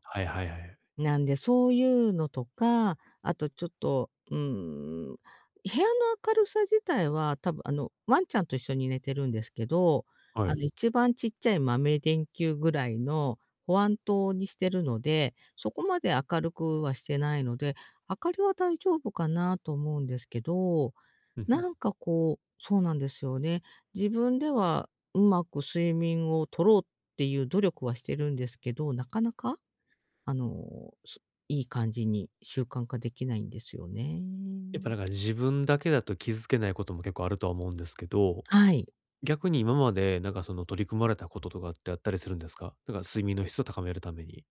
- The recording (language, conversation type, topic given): Japanese, advice, 睡眠の質を高めて朝にもっと元気に起きるには、どんな習慣を見直せばいいですか？
- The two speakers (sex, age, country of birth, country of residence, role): female, 50-54, Japan, Japan, user; male, 30-34, Japan, Japan, advisor
- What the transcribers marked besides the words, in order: none